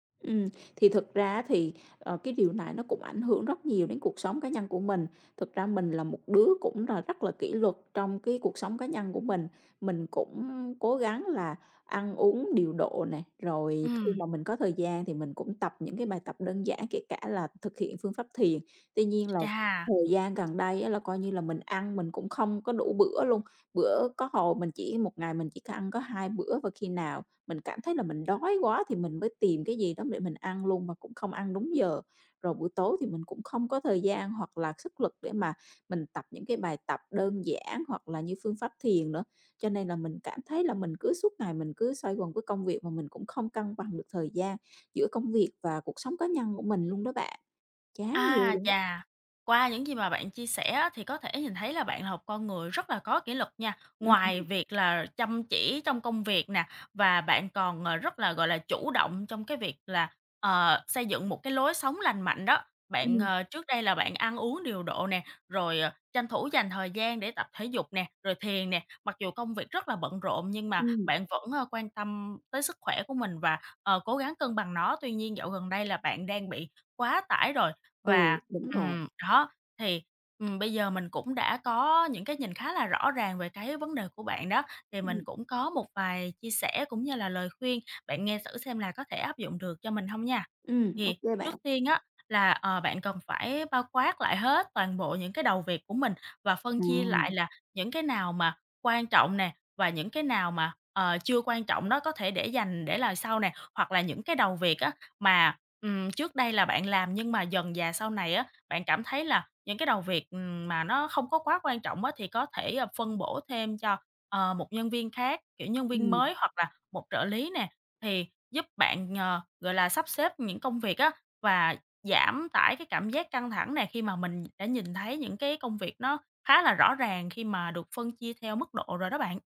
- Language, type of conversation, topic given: Vietnamese, advice, Bạn cảm thấy thế nào khi công việc quá tải khiến bạn lo sợ bị kiệt sức?
- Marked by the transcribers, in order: tapping; other background noise